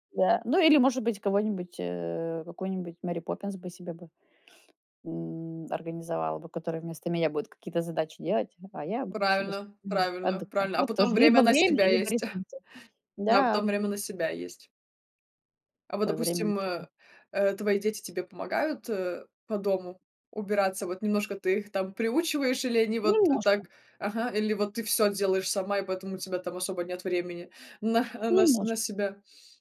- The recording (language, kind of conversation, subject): Russian, podcast, Какой у тебя подход к хорошему ночному сну?
- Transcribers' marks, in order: "правильно" said as "прально"; chuckle; tapping